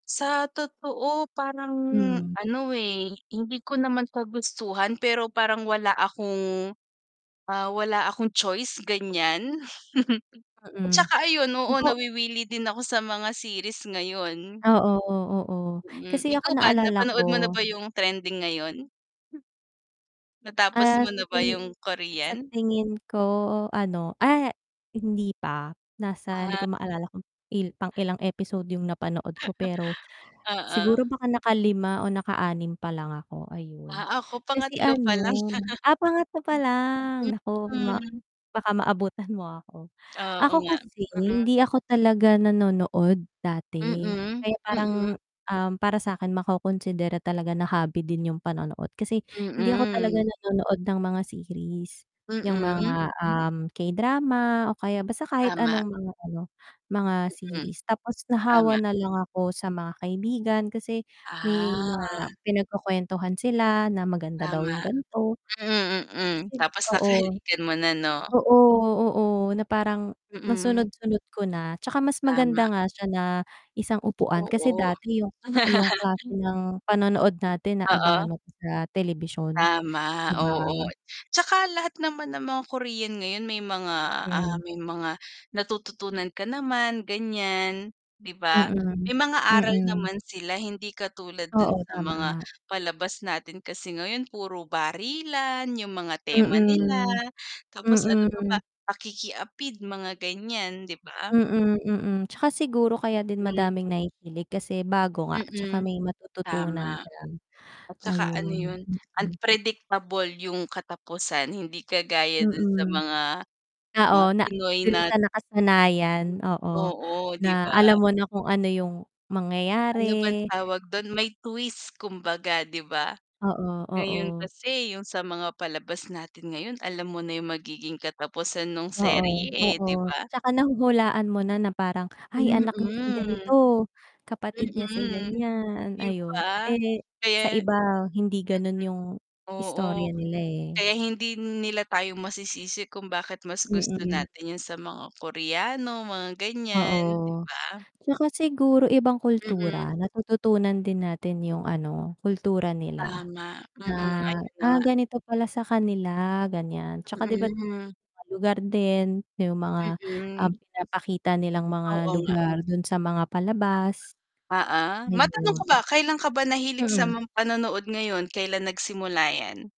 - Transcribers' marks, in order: other background noise; chuckle; tapping; mechanical hum; wind; chuckle; chuckle; lip smack; distorted speech; laugh; static
- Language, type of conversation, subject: Filipino, unstructured, Ano ang pinaka-hindi mo malilimutang karanasan dahil sa isang libangan?